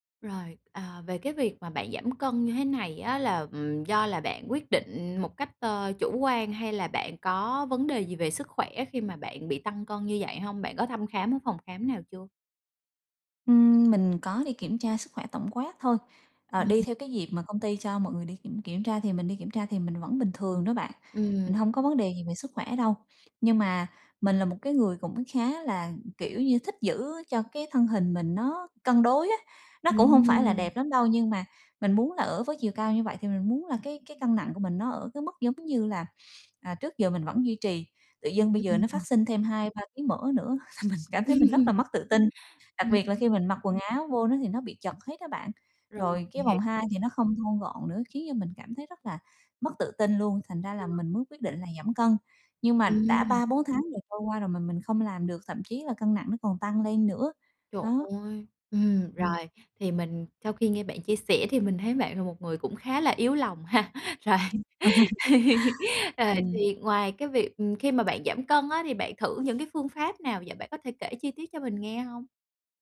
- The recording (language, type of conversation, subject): Vietnamese, advice, Làm sao để giữ kỷ luật khi tôi mất động lực?
- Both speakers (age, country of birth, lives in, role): 30-34, Vietnam, Vietnam, advisor; 35-39, Vietnam, Vietnam, user
- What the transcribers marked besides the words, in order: other background noise; tapping; laughing while speaking: "thì mình"; laugh; laughing while speaking: "Rồi"; laugh